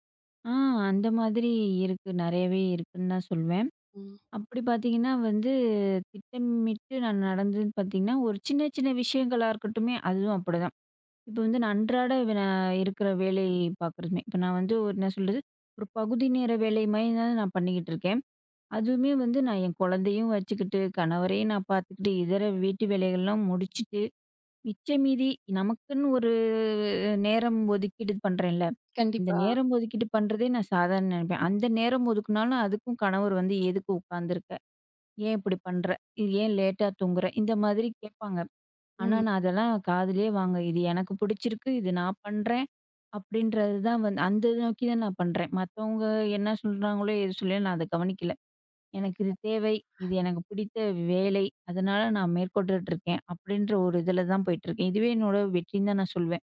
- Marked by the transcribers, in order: "மாரி தான்" said as "மைதான்"; drawn out: "ஒரு"; unintelligible speech
- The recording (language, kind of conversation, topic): Tamil, podcast, நீ உன் வெற்றியை எப்படி வரையறுக்கிறாய்?